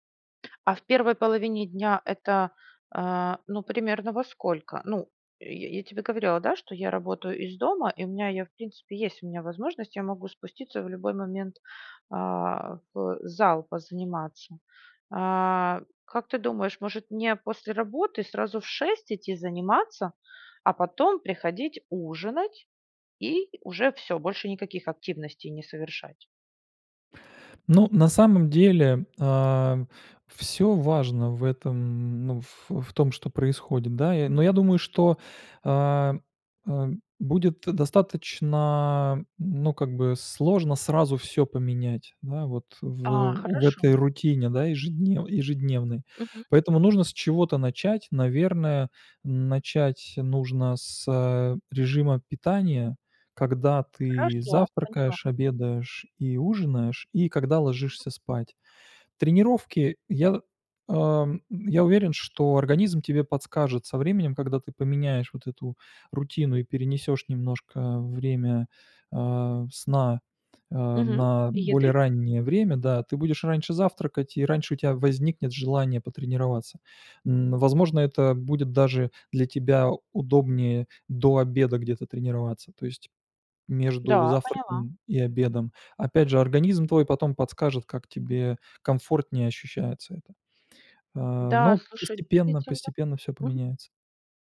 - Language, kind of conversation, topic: Russian, advice, Как вечерние перекусы мешают сну и самочувствию?
- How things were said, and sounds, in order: tapping; other background noise